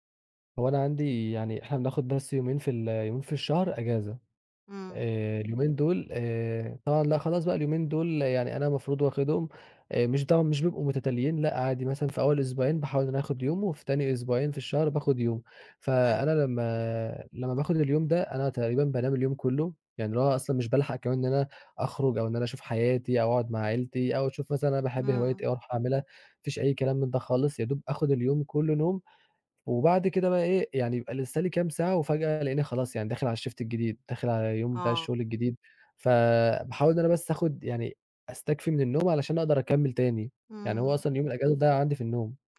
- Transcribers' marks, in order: in English: "الShift"
- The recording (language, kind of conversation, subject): Arabic, advice, إزاي أقدر ألتزم بميعاد نوم وصحيان ثابت؟